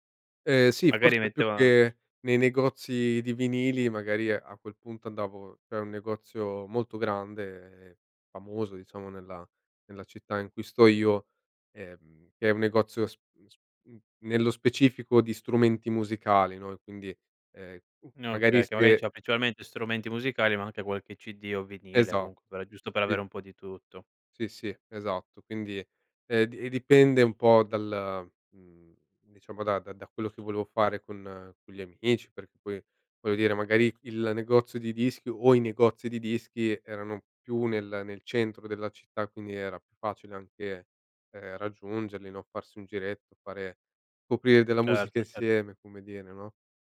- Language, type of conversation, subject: Italian, podcast, Come ascoltavi musica prima di Spotify?
- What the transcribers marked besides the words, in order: none